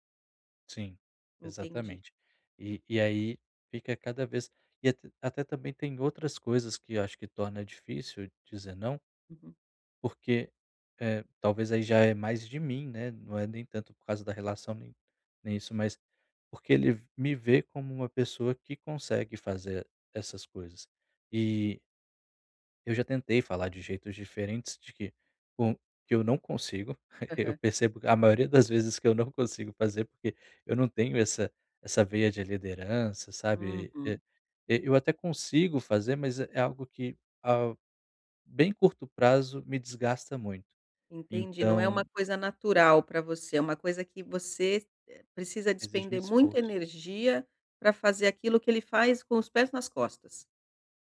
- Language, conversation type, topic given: Portuguese, advice, Como posso dizer não sem sentir culpa ou medo de desapontar os outros?
- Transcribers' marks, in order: chuckle